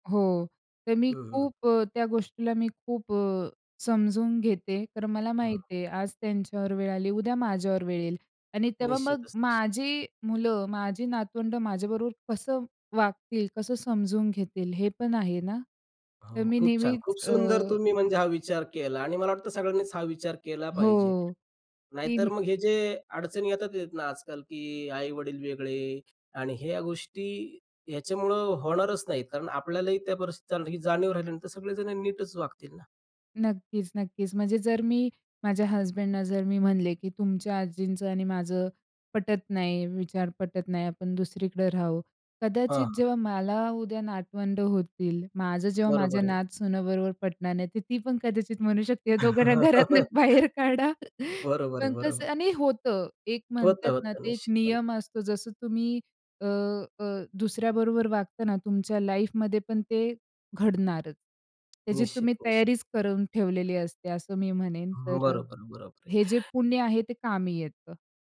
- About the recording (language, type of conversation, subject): Marathi, podcast, वृद्धांना सन्मान देण्याची तुमची घरगुती पद्धत काय आहे?
- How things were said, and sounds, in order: other background noise; tapping; laugh; laughing while speaking: "ह्या दोघांना घरातनं बाहेर काढा"; chuckle; in English: "लाईफ"